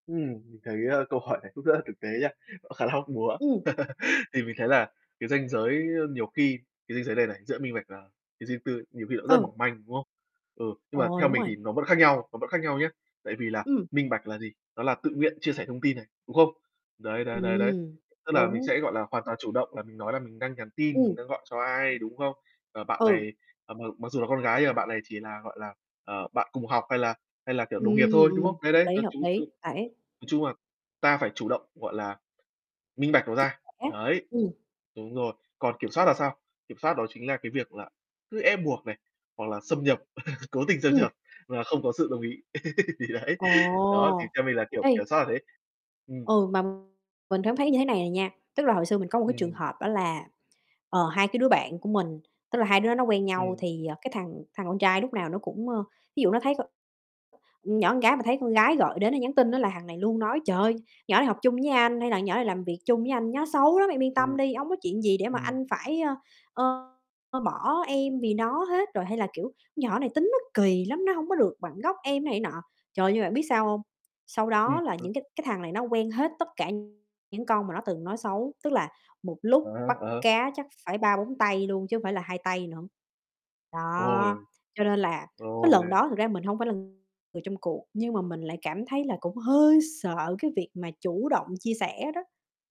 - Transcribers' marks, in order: laughing while speaking: "hỏi"; laughing while speaking: "khá"; laugh; distorted speech; tapping; chuckle; laugh; laughing while speaking: "Thì đấy"; other background noise; "con" said as "ưn"; "Con" said as "ưn"; "nó" said as "nhó"; other noise
- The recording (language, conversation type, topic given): Vietnamese, unstructured, Có nên kiểm soát điện thoại của người yêu không?